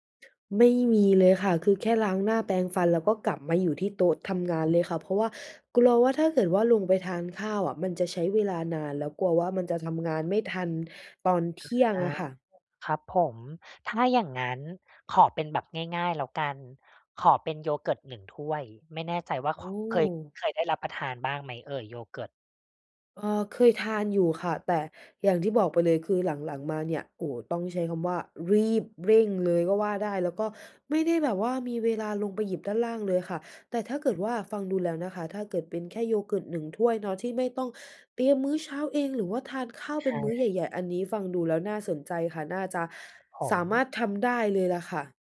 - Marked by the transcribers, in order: other background noise
- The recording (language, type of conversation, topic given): Thai, advice, จะจัดตารางตอนเช้าเพื่อลดความเครียดและทำให้รู้สึกมีพลังได้อย่างไร?